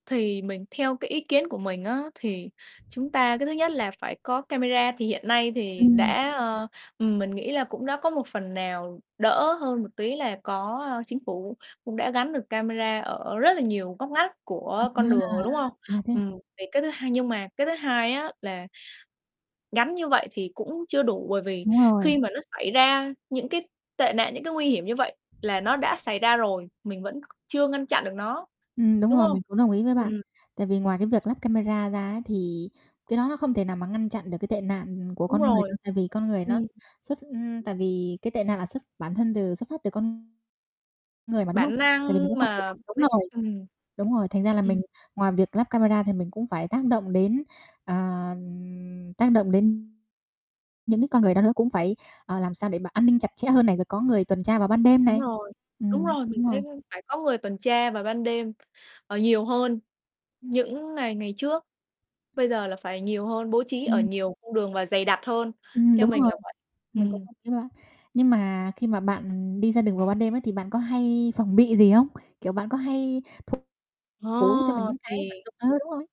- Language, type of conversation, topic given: Vietnamese, unstructured, Bạn có lo ngại về sự thiếu an toàn khi ra đường vào ban đêm không?
- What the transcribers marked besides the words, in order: other background noise; tapping; distorted speech